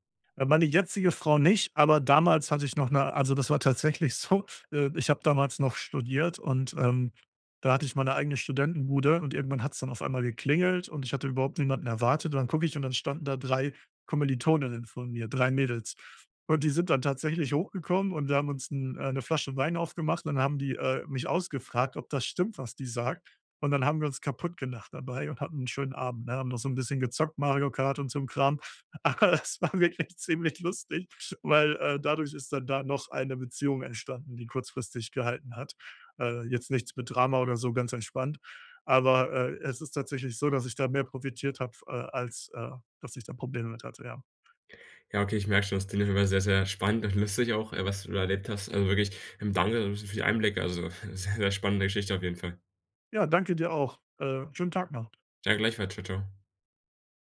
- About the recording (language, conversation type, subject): German, podcast, Wie gehst du damit um, wenn jemand deine Grenze ignoriert?
- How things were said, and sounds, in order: laughing while speaking: "so"; laughing while speaking: "Aber das war wirklich ziemlich lustig"; chuckle